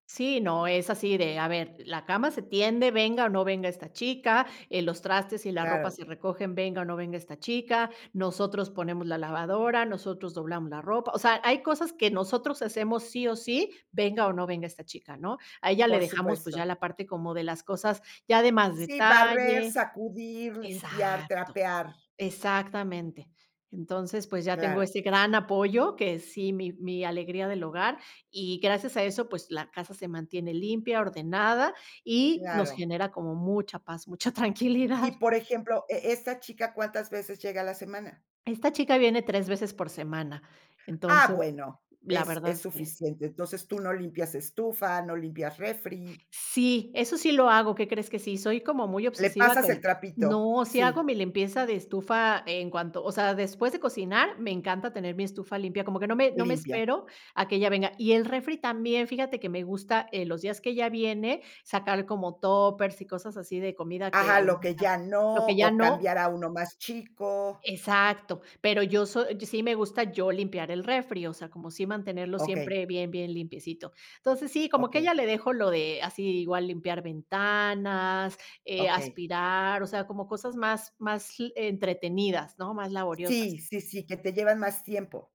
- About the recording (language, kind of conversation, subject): Spanish, podcast, ¿Cómo se reparten las tareas del hogar entre los miembros de la familia?
- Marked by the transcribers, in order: "Exacto" said as "esacto"; "Exactamente" said as "esactamente"; laughing while speaking: "tranquilidad"; unintelligible speech; "Exacto" said as "esacto"